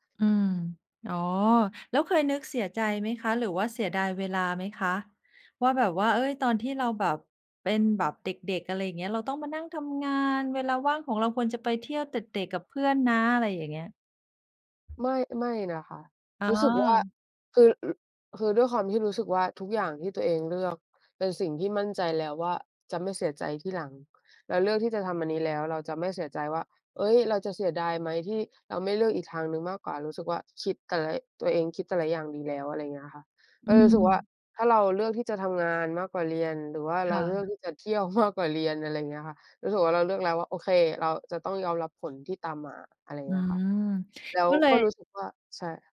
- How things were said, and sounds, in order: tapping; laughing while speaking: "มาก"
- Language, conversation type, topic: Thai, unstructured, คุณคิดอย่างไรกับการเริ่มต้นทำงานตั้งแต่อายุยังน้อย?